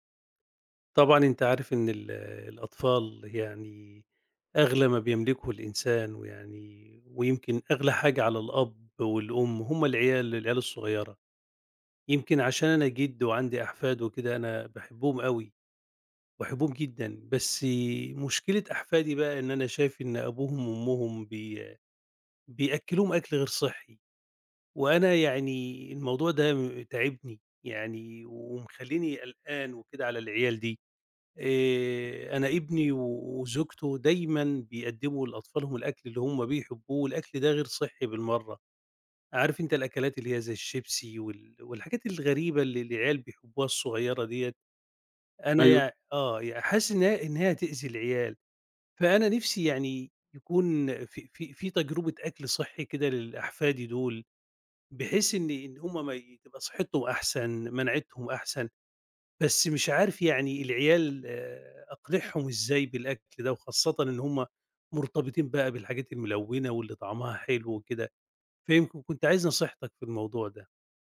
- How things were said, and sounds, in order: none
- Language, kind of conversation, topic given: Arabic, advice, إزاي أقنع الأطفال يجرّبوا أكل صحي جديد؟